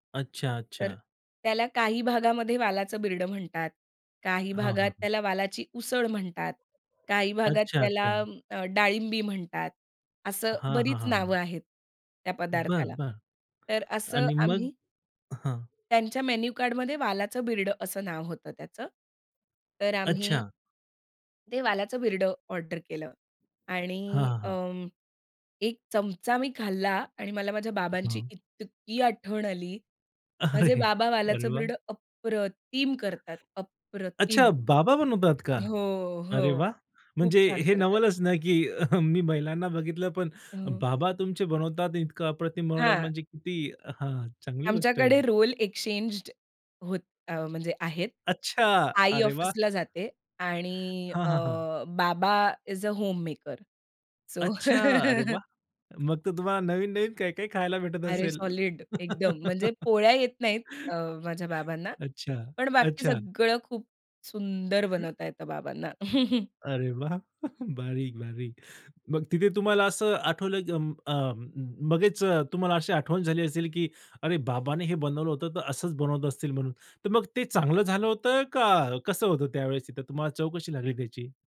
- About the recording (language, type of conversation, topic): Marathi, podcast, एखाद्या खास चवीमुळे तुम्हाला घरची आठवण कधी येते?
- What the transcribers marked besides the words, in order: tapping; other background noise; laughing while speaking: "अरे!"; surprised: "अच्छा, बाबा बनवतात का?"; chuckle; in English: "इस ए होममेकर सो"; chuckle; laugh; chuckle; laughing while speaking: "वाह!"; chuckle